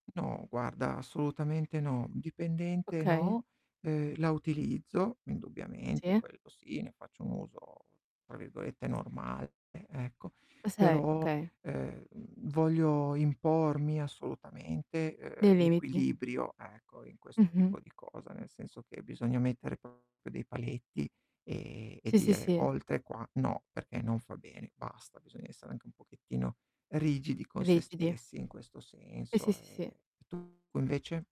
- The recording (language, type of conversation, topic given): Italian, unstructured, Quale invenzione scientifica ti sembra più utile oggi?
- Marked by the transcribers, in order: tapping; distorted speech; "proprio" said as "propio"